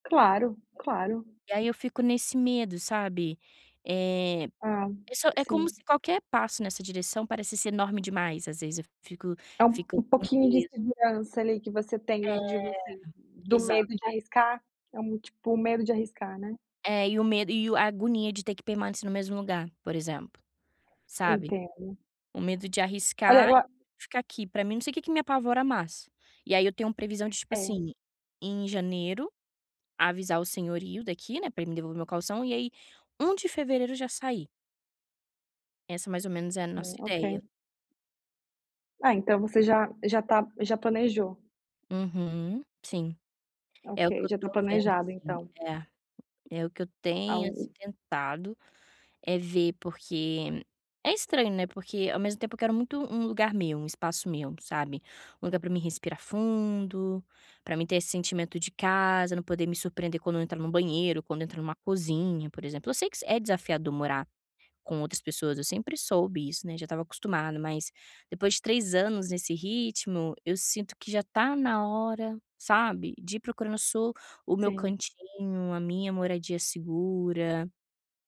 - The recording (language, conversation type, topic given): Portuguese, advice, Como você descreveria sua ansiedade em encontrar uma moradia adequada e segura?
- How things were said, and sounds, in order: other background noise; tapping